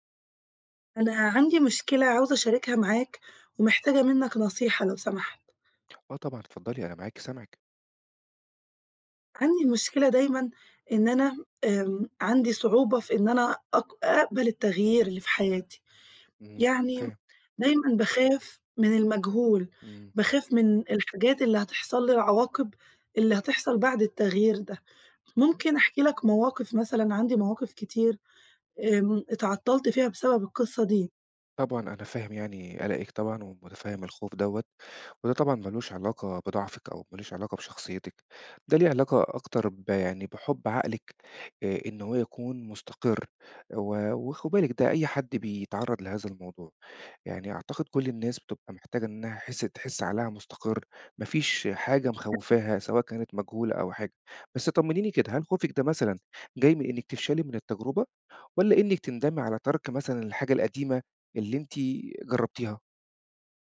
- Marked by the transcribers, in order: other noise; unintelligible speech
- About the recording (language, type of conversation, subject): Arabic, advice, صعوبة قبول التغيير والخوف من المجهول